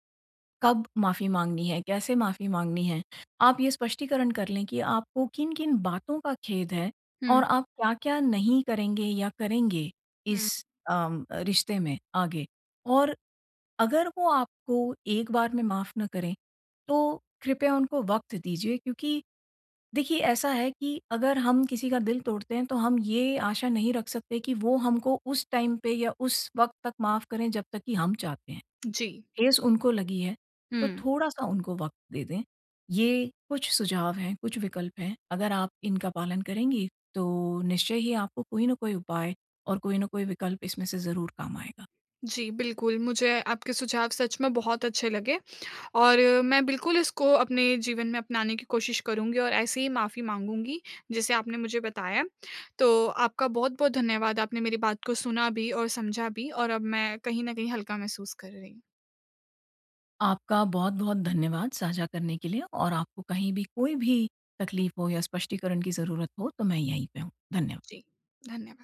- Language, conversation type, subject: Hindi, advice, मैंने किसी को चोट पहुँचाई है—मैं सच्ची माफी कैसे माँगूँ और अपनी जिम्मेदारी कैसे स्वीकार करूँ?
- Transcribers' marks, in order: in English: "टाइम"; tapping